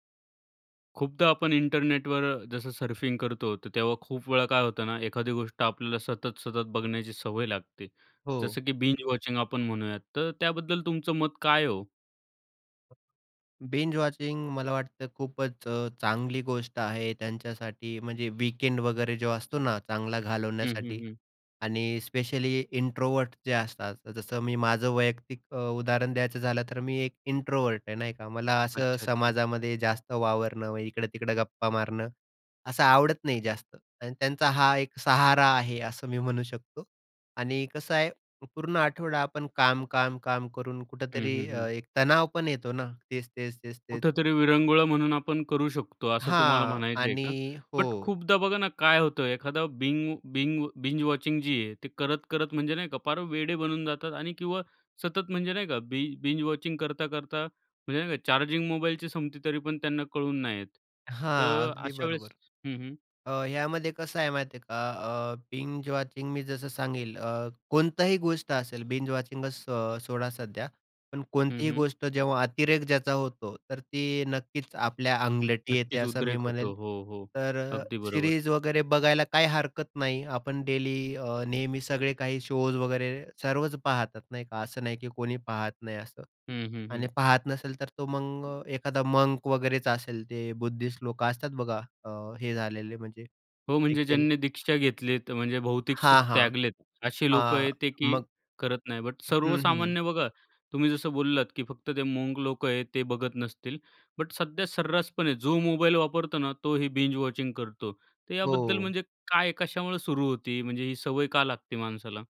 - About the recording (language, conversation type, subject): Marathi, podcast, सलग भाग पाहण्याबद्दल तुमचे मत काय आहे?
- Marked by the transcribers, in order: in English: "सर्फिंग"; in English: "बिंज वॉचिंग"; other background noise; in English: "बिंज वॉचिंग"; in English: "वीकेंड"; in English: "इंट्रोव्हर्ट"; in English: "इंट्रोव्हर्ट"; tapping; in English: "बिंज वॉचिंग"; in English: "बिंज वॉचिंग"; in English: "बिंज वॉचिंग"; in English: "बिंज वॉचिंगच"; in English: "डेली"; in English: "मंक"; in English: "बुद्धिस्ट"; in English: "मंक"; in English: "बिंज वॉचिंग"